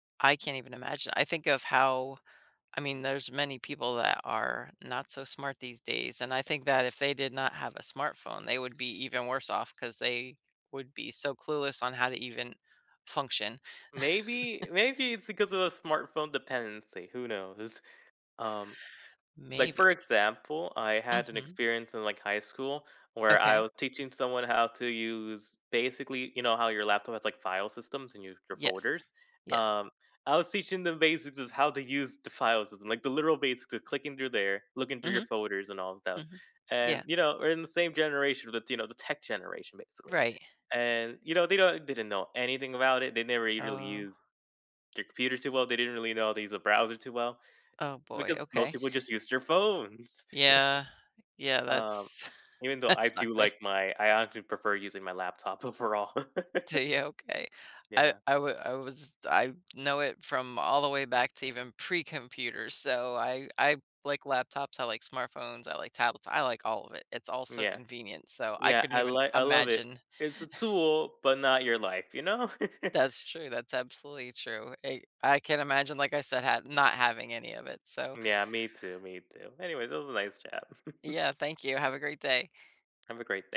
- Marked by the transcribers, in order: chuckle; chuckle; laughing while speaking: "that's not good"; stressed: "phones"; chuckle; laughing while speaking: "overall"; chuckle; chuckle; chuckle; chuckle
- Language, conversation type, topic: English, unstructured, How have smartphones changed the world?
- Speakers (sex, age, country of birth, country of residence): female, 50-54, United States, United States; male, 20-24, United States, United States